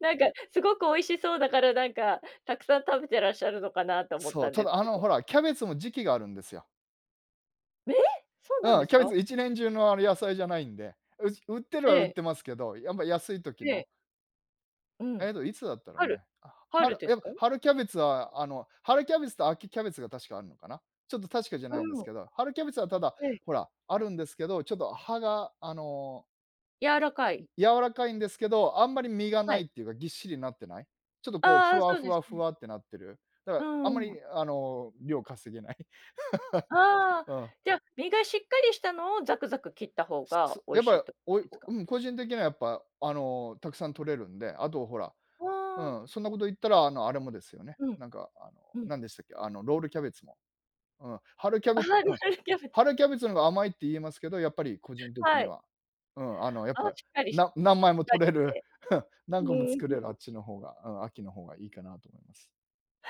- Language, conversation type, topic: Japanese, podcast, 子どもの頃、いちばん印象に残っている食べ物の思い出は何ですか？
- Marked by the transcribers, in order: surprised: "ええ！"; laugh; laughing while speaking: "ロールキャベツ"; chuckle; giggle